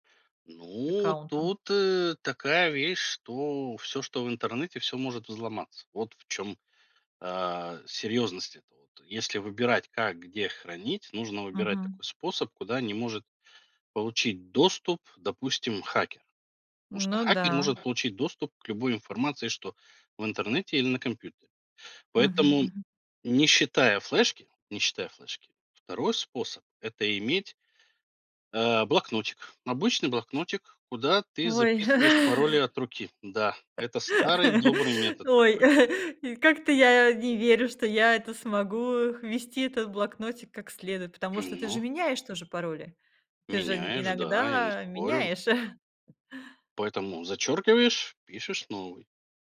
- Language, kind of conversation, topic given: Russian, podcast, Как ты выбираешь пароли и где их лучше хранить?
- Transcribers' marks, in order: other background noise; tapping; chuckle; laugh; chuckle; chuckle